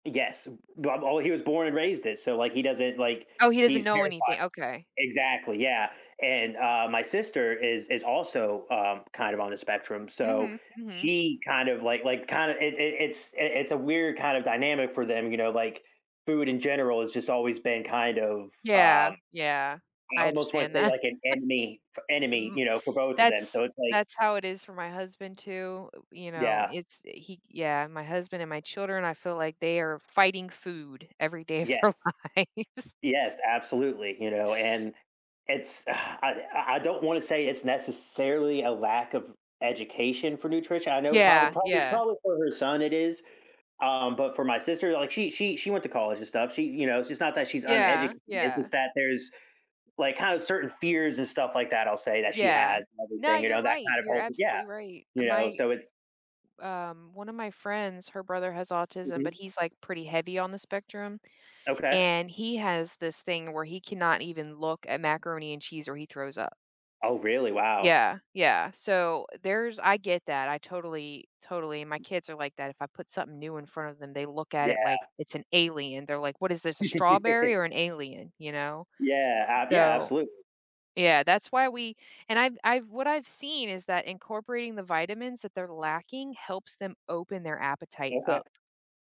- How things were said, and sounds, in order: other background noise; "enemy" said as "enmy"; chuckle; other noise; laughing while speaking: "of their lives"; laugh
- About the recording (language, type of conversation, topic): English, unstructured, How can young people help promote healthy eating habits for older generations?
- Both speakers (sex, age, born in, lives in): female, 40-44, Germany, United States; male, 35-39, United States, United States